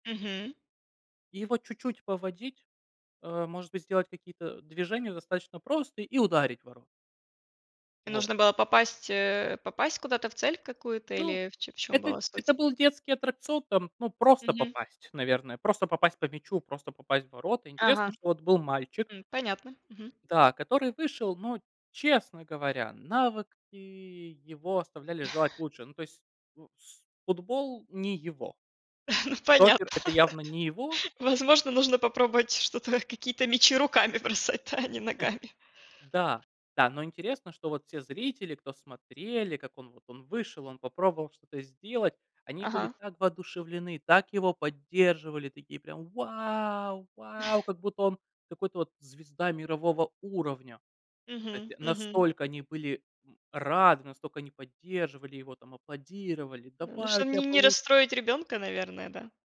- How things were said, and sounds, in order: tapping; chuckle; laughing while speaking: "Ну, понятно"; laughing while speaking: "руками бросать, да, а не ногами"; chuckle; chuckle; other background noise
- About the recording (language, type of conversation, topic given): Russian, unstructured, Почему, по вашему мнению, иногда бывает трудно прощать близких людей?